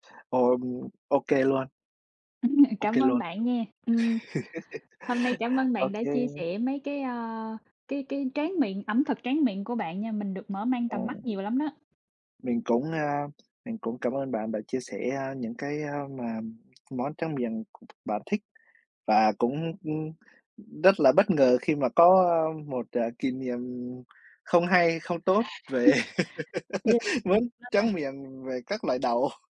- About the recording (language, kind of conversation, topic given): Vietnamese, unstructured, Món tráng miệng nào bạn không thể cưỡng lại được?
- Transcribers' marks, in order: laughing while speaking: "Ừm"; tapping; laugh; other background noise; laugh